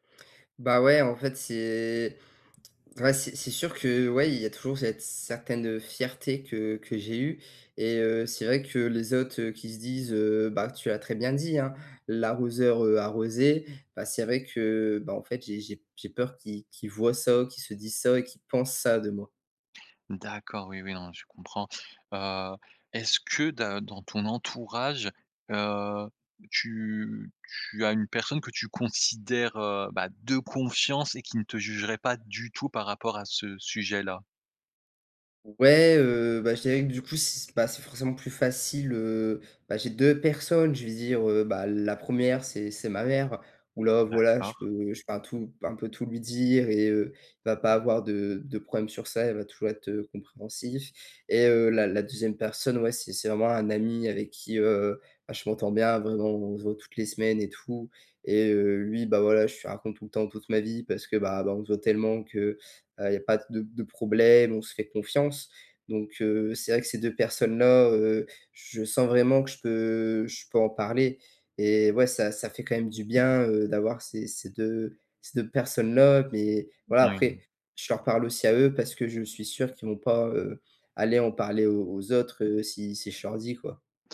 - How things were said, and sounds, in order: tsk; stressed: "confiance"; stressed: "du tout"; other background noise; tapping
- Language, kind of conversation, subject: French, advice, Comment puis-je demander de l’aide malgré la honte d’avoir échoué ?